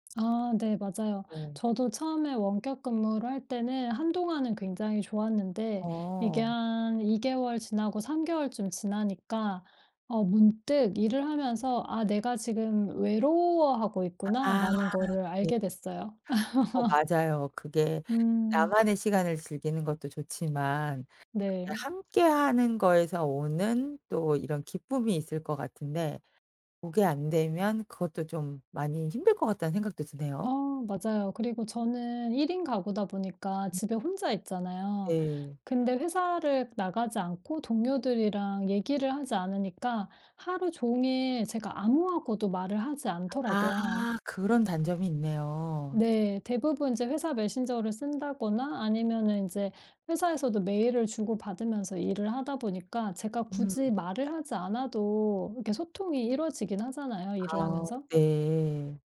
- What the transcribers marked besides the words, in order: other background noise; laugh; tapping
- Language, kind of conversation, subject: Korean, podcast, 원격근무가 더 늘어나면 우리의 일상 리듬은 어떻게 달라질까요?